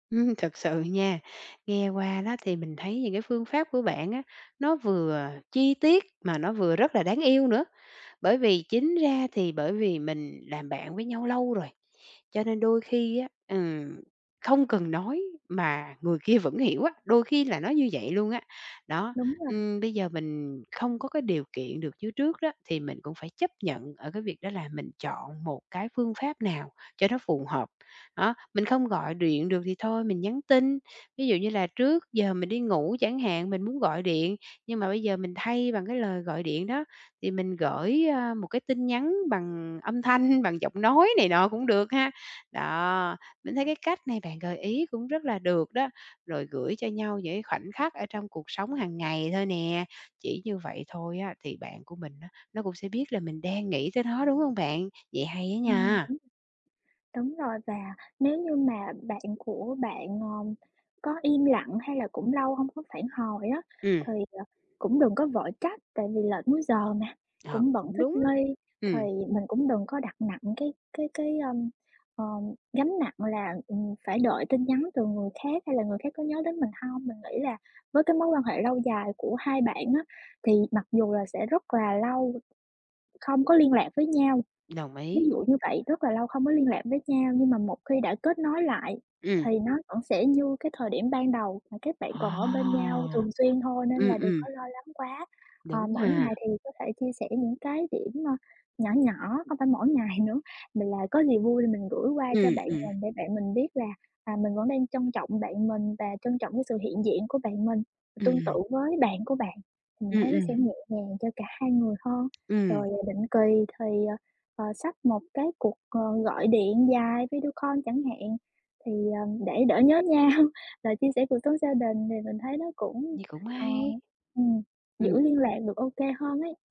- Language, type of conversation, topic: Vietnamese, advice, Làm sao để giữ liên lạc với bạn bè lâu dài?
- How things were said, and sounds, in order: chuckle; tapping; other background noise; drawn out: "Ờ"; laughing while speaking: "ngày"; in English: "call"; laughing while speaking: "nhau"